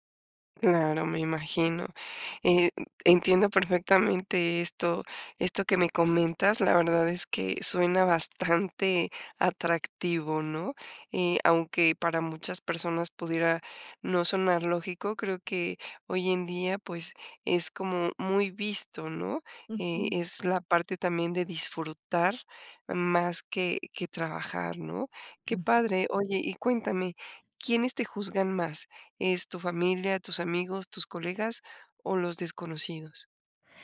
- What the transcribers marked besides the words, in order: other background noise; tapping
- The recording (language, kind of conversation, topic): Spanish, advice, ¿Cómo puedo manejar el juicio por elegir un estilo de vida diferente al esperado (sin casa ni hijos)?